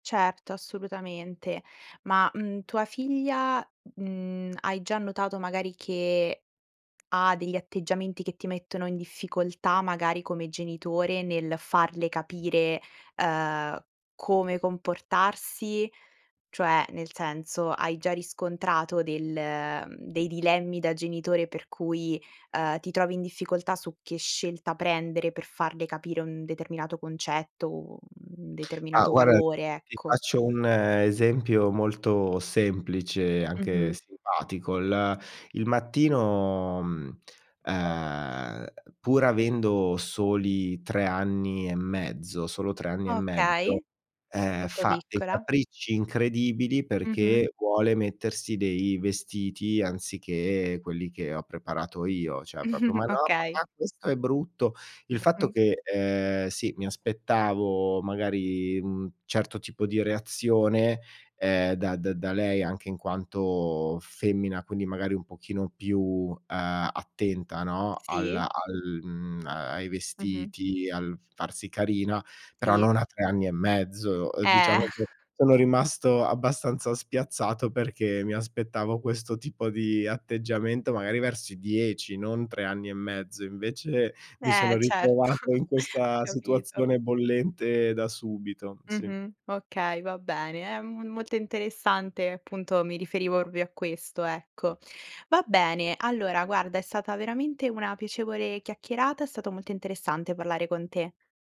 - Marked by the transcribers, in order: "guarda" said as "guara"; "Cioè" said as "ceh"; chuckle; chuckle; other background noise; chuckle; laughing while speaking: "certo, ho capito"; "proprio" said as "propio"
- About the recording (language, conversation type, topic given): Italian, podcast, Come scegli cosa trasmettere ai tuoi figli o ai tuoi nipoti?